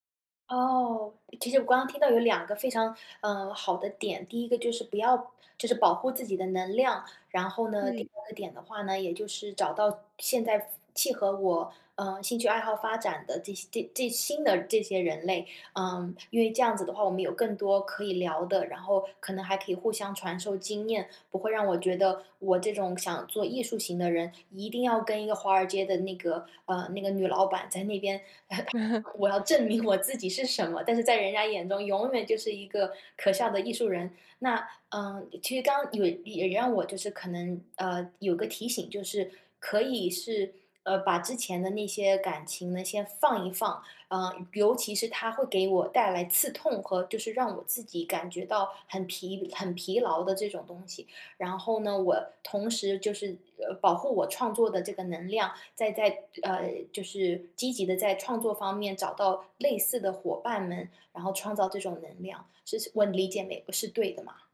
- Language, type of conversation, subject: Chinese, advice, 如何避免参加社交活动后感到疲惫？
- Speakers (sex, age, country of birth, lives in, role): female, 30-34, China, United States, advisor; female, 30-34, China, United States, user
- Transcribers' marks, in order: laugh; laughing while speaking: "自己是什么"